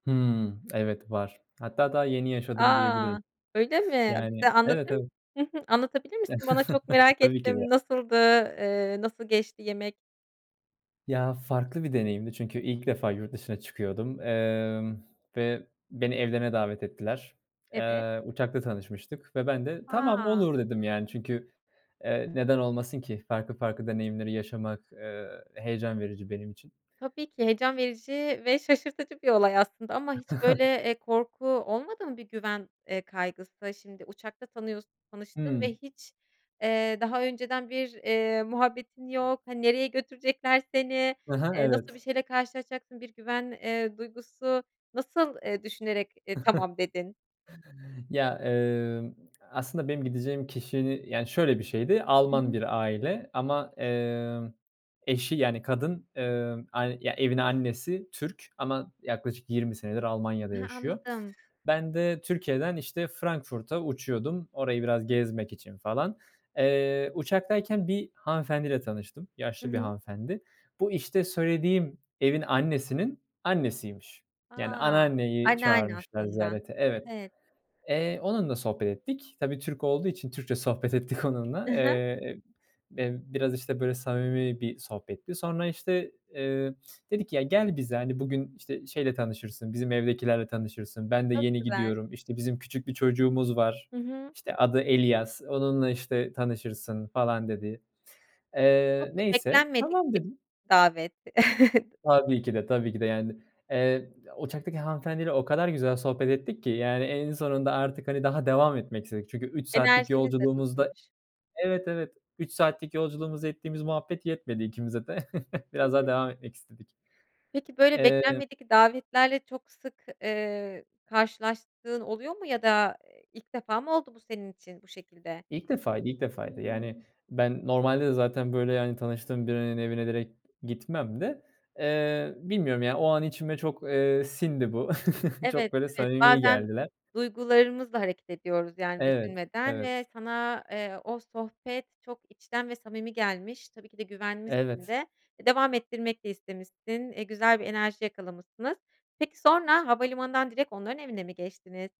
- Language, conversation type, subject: Turkish, podcast, Yabancı bir ailenin evinde misafir olduğun bir deneyimi bizimle paylaşır mısın?
- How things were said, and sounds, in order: other background noise; chuckle; chuckle; tapping; chuckle; lip smack; laughing while speaking: "ettik"; chuckle; chuckle; chuckle